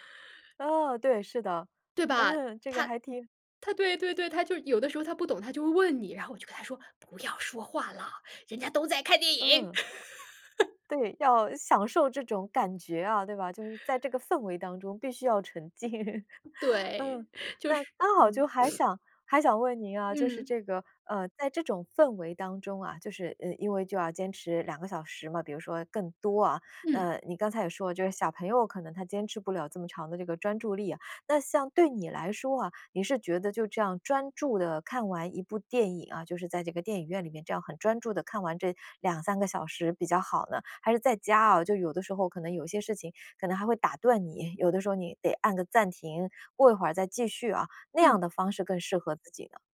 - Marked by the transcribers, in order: put-on voice: "不要说话了， 人家都在看电影"; angry: "人家都在看电影"; laugh; laughing while speaking: "浸"; other background noise; sniff
- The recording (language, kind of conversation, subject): Chinese, podcast, 你更喜欢在电影院观影还是在家观影？
- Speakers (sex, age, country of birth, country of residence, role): female, 40-44, China, United States, guest; female, 45-49, China, United States, host